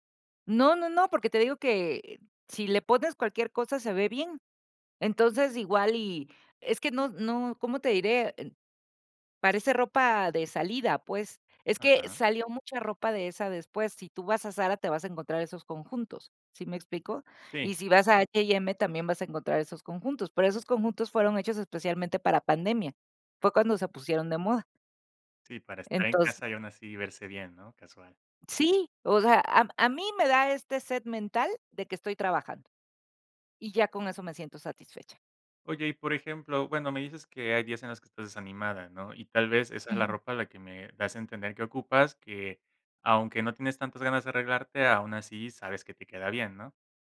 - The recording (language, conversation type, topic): Spanish, podcast, ¿Tienes prendas que usas según tu estado de ánimo?
- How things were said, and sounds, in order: none